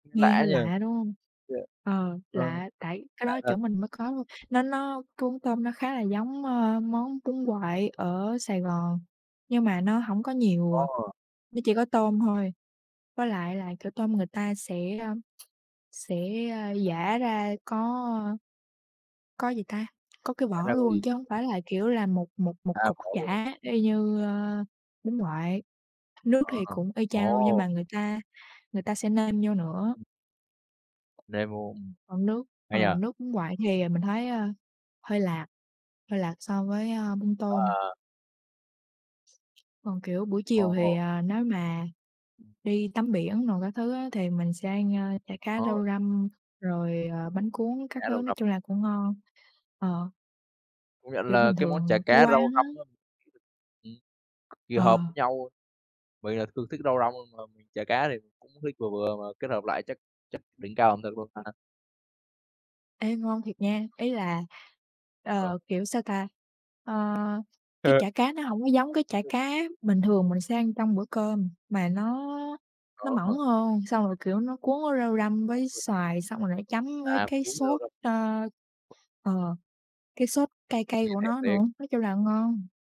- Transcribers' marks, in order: other background noise; tapping; other noise
- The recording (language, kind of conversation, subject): Vietnamese, unstructured, Kỷ niệm nào về một món ăn khiến bạn nhớ mãi?
- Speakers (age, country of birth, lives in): 20-24, Vietnam, Vietnam; 20-24, Vietnam, Vietnam